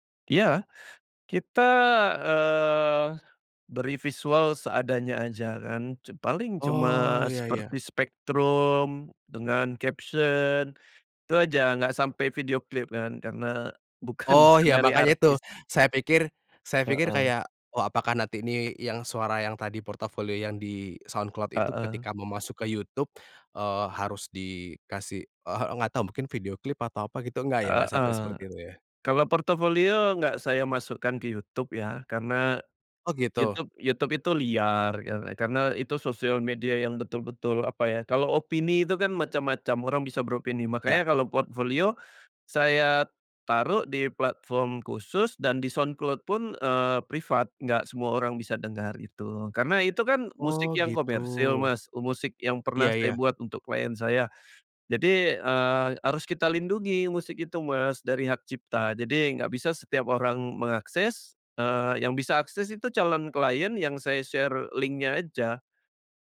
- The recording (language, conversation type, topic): Indonesian, podcast, Bagaimana kamu memilih platform untuk membagikan karya?
- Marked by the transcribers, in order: in English: "caption"; laughing while speaking: "bukan"; tapping; in English: "share link-nya"